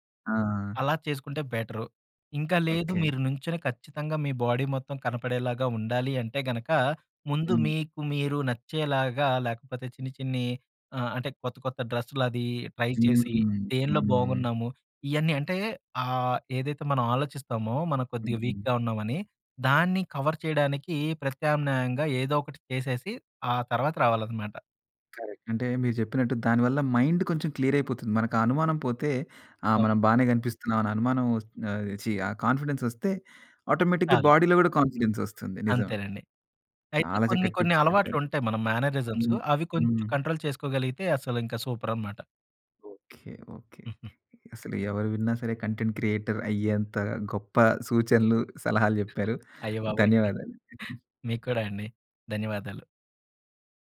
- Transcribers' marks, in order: in English: "బాడీ"; in English: "ట్రై"; other noise; in English: "వీక్‍గా"; in English: "కవర్"; other background noise; in English: "కరెక్ట్"; in English: "మైండ్"; in English: "క్లియర్"; in English: "కాన్ఫిడెన్స్"; in English: "ఆటోమేటిక్‌గా బాడీలో"; in English: "కాన్ఫిడెన్స్"; in English: "టిప్స్"; in English: "కంట్రోల్"; in English: "సూపర్"; in English: "కంటెంట్ క్రియేటర్"; giggle
- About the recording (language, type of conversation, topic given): Telugu, podcast, కెమెరా ముందు ఆత్మవిశ్వాసంగా కనిపించేందుకు సులభమైన చిట్కాలు ఏమిటి?